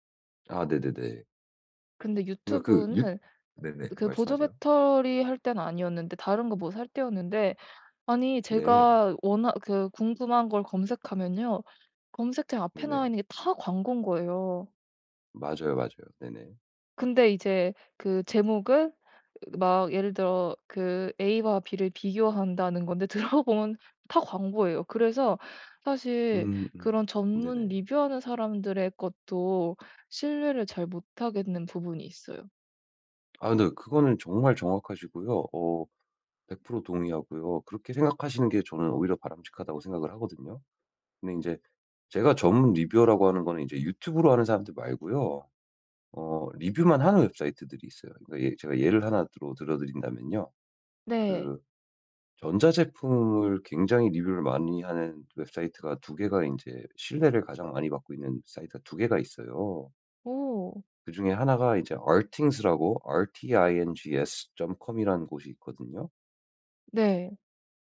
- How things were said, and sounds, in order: other background noise; laughing while speaking: "들어보면"; tapping; put-on voice: "RTINGS라고"
- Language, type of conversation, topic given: Korean, advice, 쇼핑할 때 결정을 미루지 않으려면 어떻게 해야 하나요?